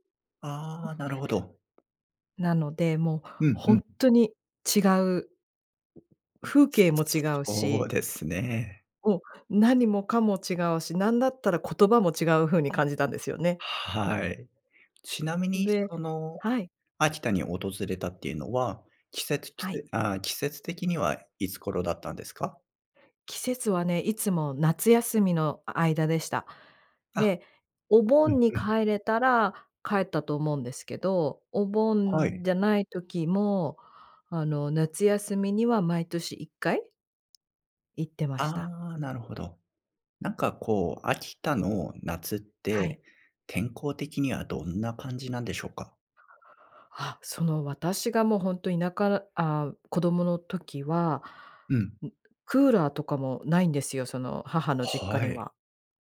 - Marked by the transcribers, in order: other background noise; other noise
- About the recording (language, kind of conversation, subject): Japanese, podcast, 子どもの頃の一番の思い出は何ですか？